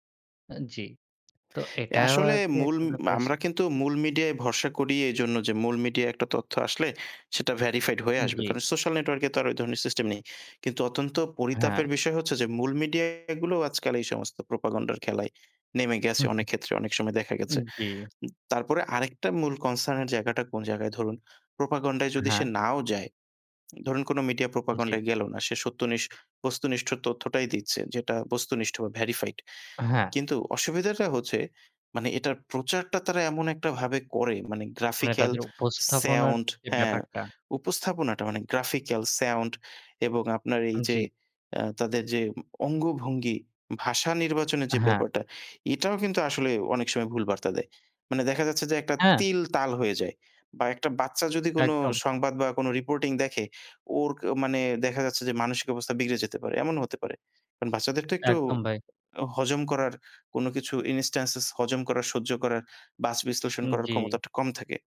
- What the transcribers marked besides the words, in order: chuckle; tapping; "সাউন্ড" said as "সেউন্ড"; "সাউন্ড" said as "সেউন্ড"
- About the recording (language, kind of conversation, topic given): Bengali, unstructured, টেলিভিশনের অনুষ্ঠানগুলো কি অনেক সময় ভুল বার্তা দেয়?